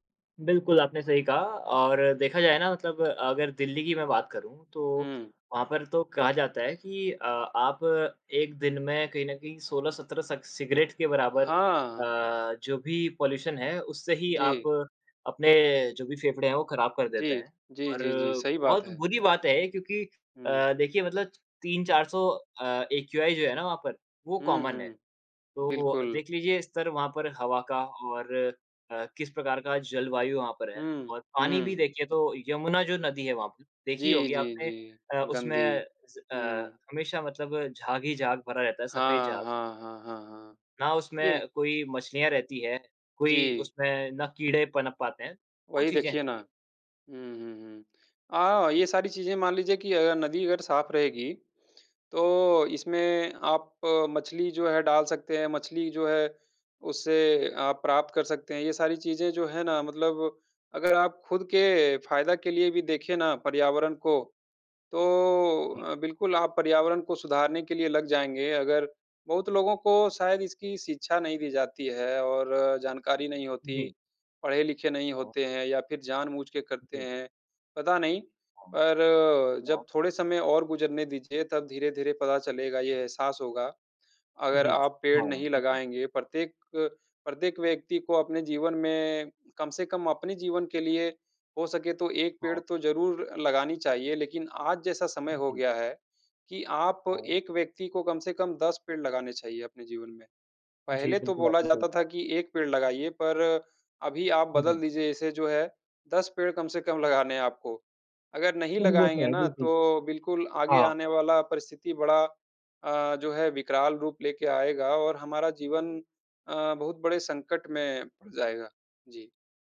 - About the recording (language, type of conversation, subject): Hindi, unstructured, आजकल के पर्यावरण परिवर्तन के बारे में आपका क्या विचार है?
- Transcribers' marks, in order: in English: "पॉल्यूशन"; in English: "एक्यूआइ"; in English: "कॉमन"; tapping; chuckle